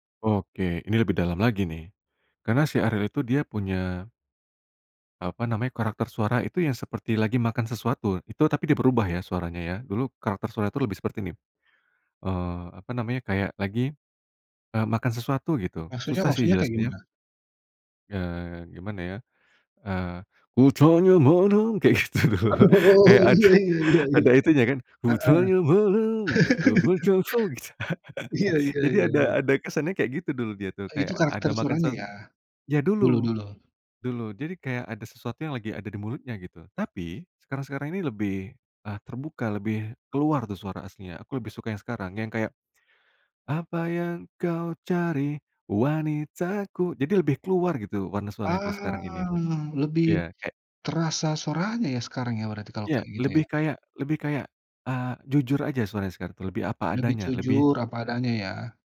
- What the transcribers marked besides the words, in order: singing: "kutanya malam"; laughing while speaking: "kayak gitu loh, kayak ada ada itunya kan"; laughing while speaking: "Oh iya iya iya iya"; singing: "kutanya malam dapatkah kau"; other background noise; chuckle; laughing while speaking: "Iya"; singing: "apa yang kau cari, wanitaku"
- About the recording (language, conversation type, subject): Indonesian, podcast, Siapa musisi lokal favoritmu?